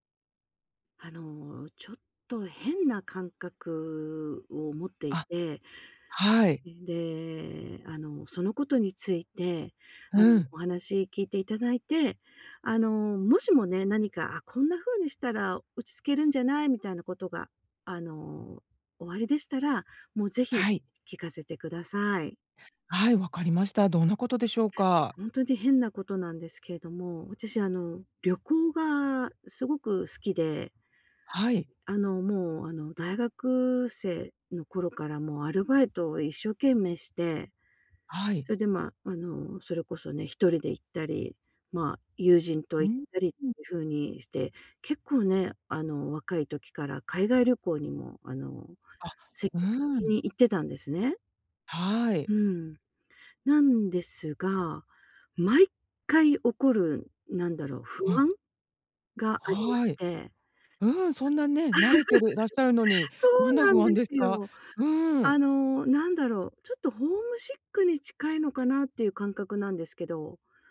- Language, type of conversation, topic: Japanese, advice, 知らない場所で不安を感じたとき、どうすれば落ち着けますか？
- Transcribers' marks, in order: chuckle